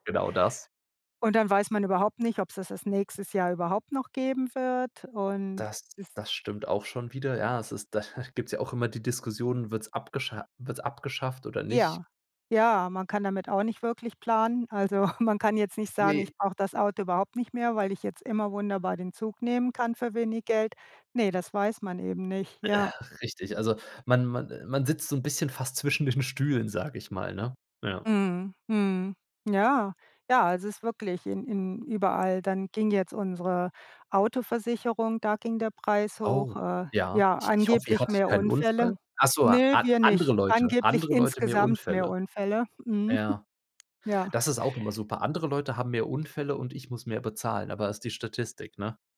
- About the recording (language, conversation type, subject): German, unstructured, Was denkst du über die steigenden Preise im Alltag?
- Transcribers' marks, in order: laughing while speaking: "da"; chuckle; laughing while speaking: "zwischen"; laughing while speaking: "Mhm"